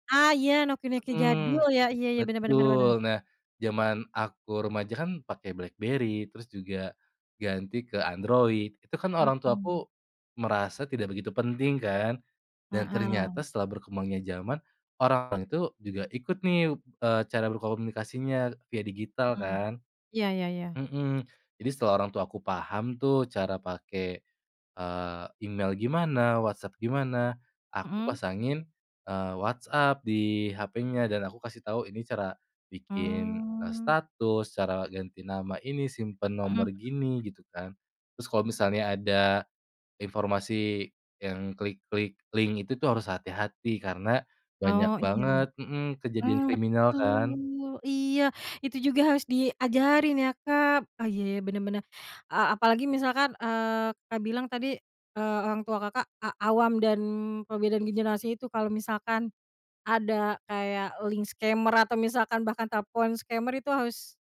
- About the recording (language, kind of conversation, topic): Indonesian, podcast, Bagaimana cara membicarakan batasan dengan orang tua yang berpikiran tradisional?
- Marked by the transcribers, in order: drawn out: "Mmm"; in English: "link"; in English: "link scammer"; in English: "scammer"